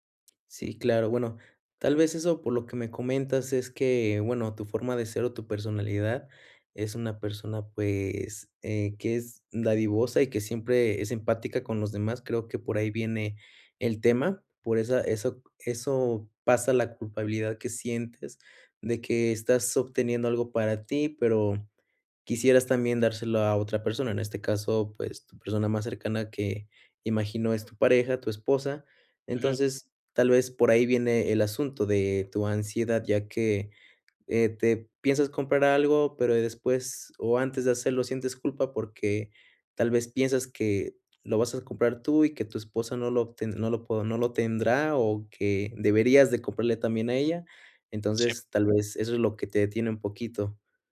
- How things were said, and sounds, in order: other background noise
- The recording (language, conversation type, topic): Spanish, advice, ¿Por qué me siento culpable o ansioso al gastar en mí mismo?